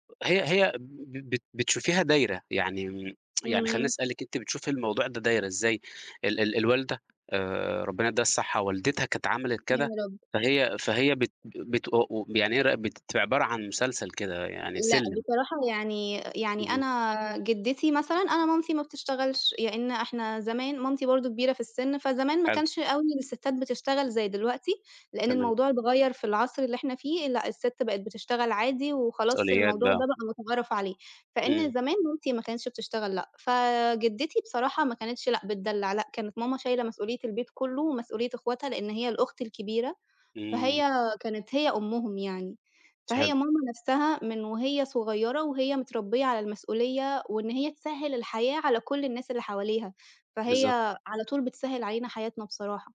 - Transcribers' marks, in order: other noise; tsk; "لإن" said as "يإن"; tapping
- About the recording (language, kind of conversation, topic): Arabic, podcast, إزاي بتوازن بين الشغل وحياتك الشخصية؟